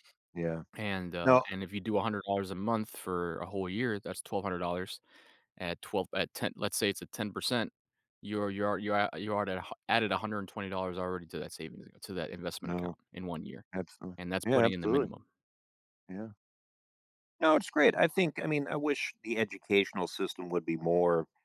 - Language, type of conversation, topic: English, unstructured, How can someone start investing with little money?
- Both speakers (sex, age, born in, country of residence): male, 35-39, Mexico, United States; male, 50-54, United States, United States
- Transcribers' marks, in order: none